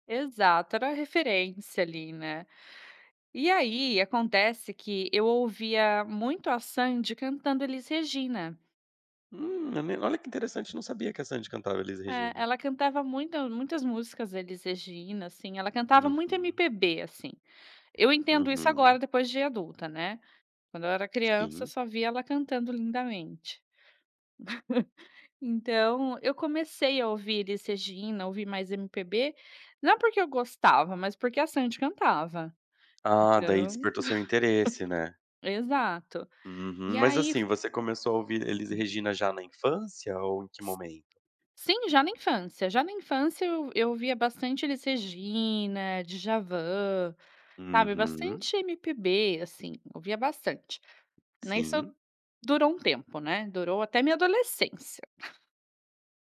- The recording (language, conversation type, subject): Portuguese, podcast, Questão sobre o papel da nostalgia nas escolhas musicais
- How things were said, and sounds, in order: unintelligible speech; other background noise; tapping; chuckle; chuckle; chuckle